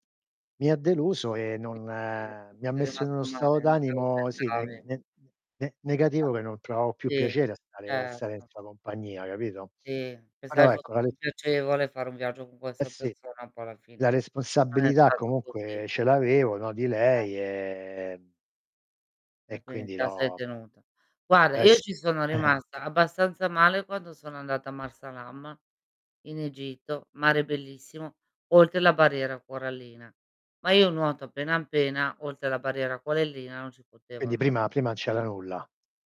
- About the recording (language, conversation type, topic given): Italian, unstructured, Qual è stato il tuo viaggio più deludente e perché?
- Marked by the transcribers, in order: distorted speech; tapping; other background noise; unintelligible speech; chuckle; "corallina" said as "corellina"